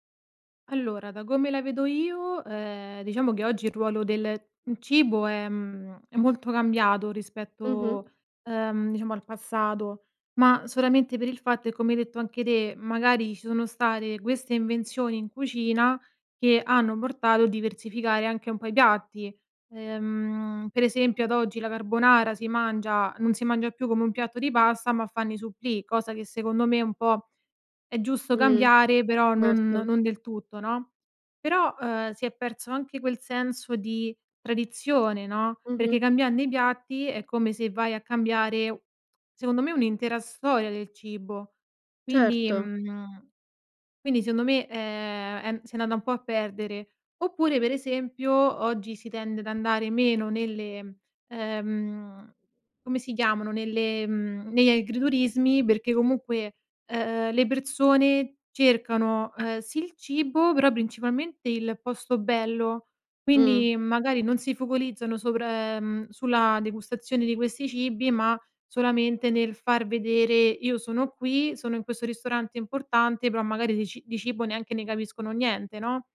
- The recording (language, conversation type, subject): Italian, podcast, Quali sapori ti riportano subito alle cene di famiglia?
- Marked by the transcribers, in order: tapping; other background noise; "secondo" said as "seondo"; "focalizzano" said as "focolizzano"